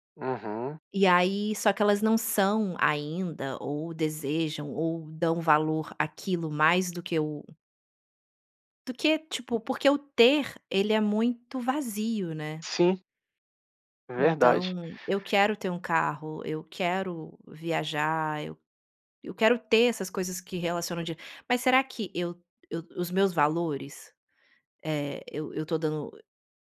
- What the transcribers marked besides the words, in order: tapping; other background noise
- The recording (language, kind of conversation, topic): Portuguese, podcast, As redes sociais ajudam a descobrir quem você é ou criam uma identidade falsa?